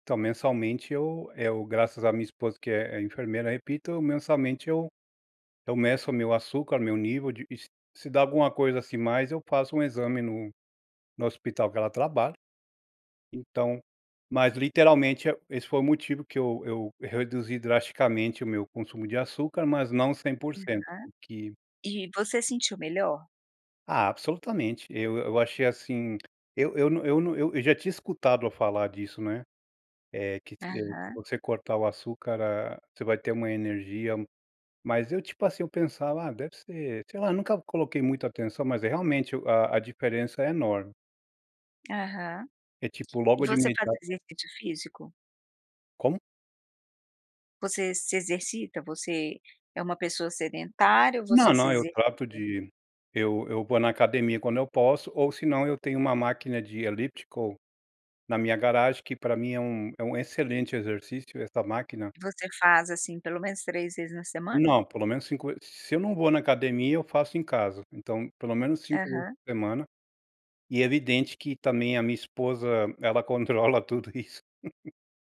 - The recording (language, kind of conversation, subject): Portuguese, podcast, Qual pequena mudança teve grande impacto na sua saúde?
- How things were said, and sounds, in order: tapping; chuckle